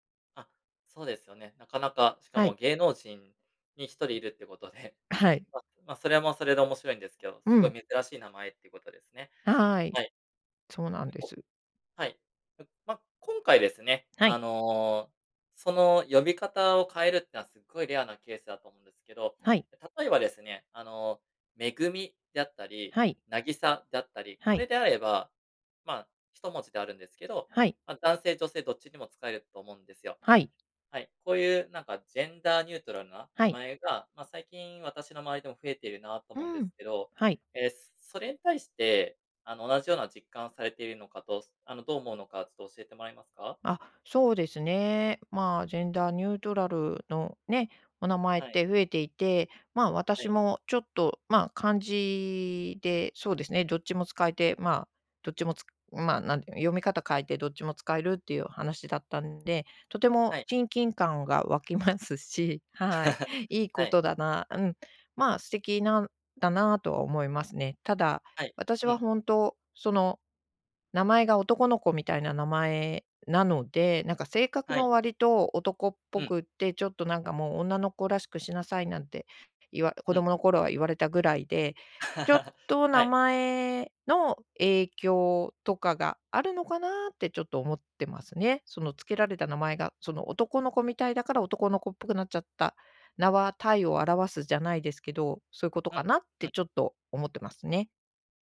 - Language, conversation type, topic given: Japanese, podcast, 名前の由来や呼び方について教えてくれますか？
- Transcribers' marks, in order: in English: "ジェンダーニュートラル"; in English: "ジェンダーニュートラル"; other background noise; chuckle; laugh